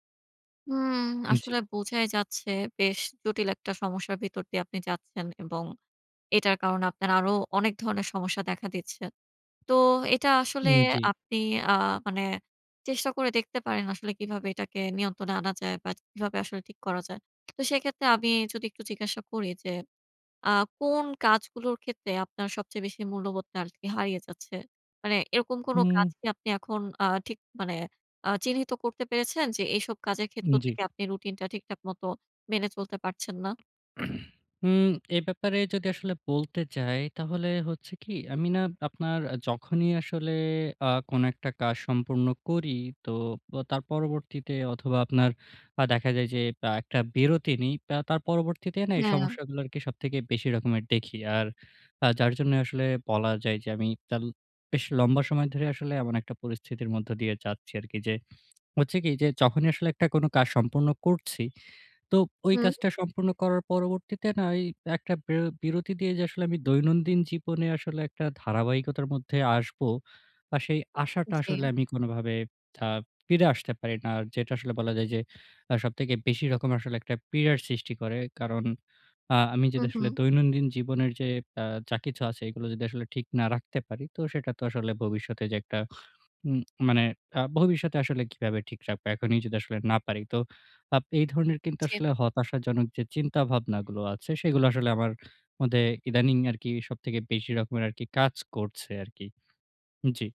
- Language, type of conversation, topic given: Bengali, advice, রুটিনের কাজগুলোতে আর মূল্যবোধ খুঁজে না পেলে আমি কী করব?
- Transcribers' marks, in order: throat clearing